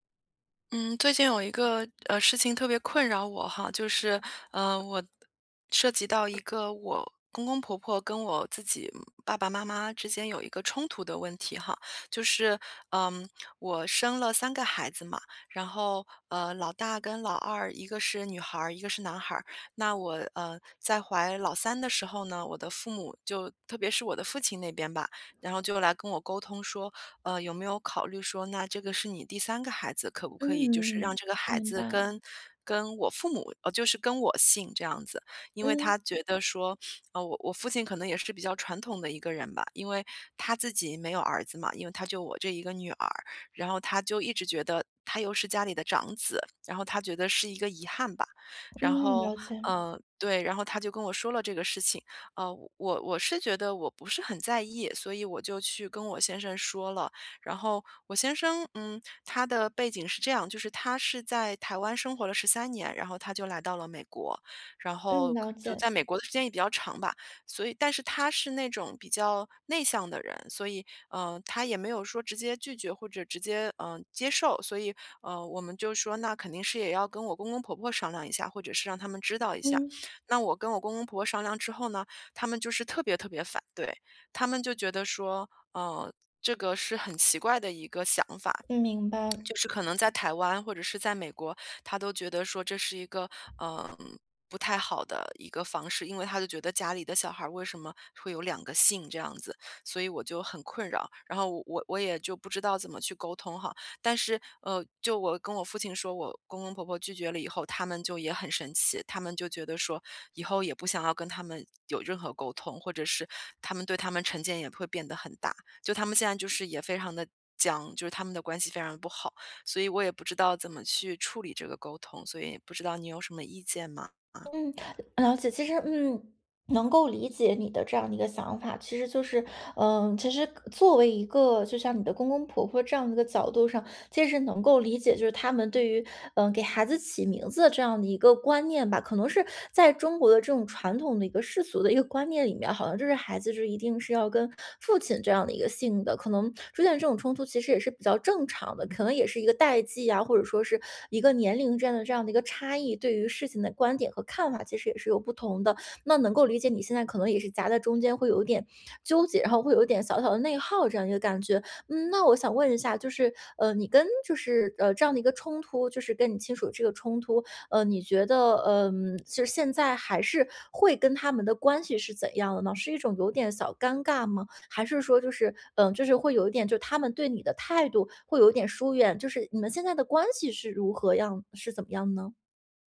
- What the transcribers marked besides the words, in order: lip smack; swallow
- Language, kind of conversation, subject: Chinese, advice, 如何与亲属沟通才能减少误解并缓解持续的冲突？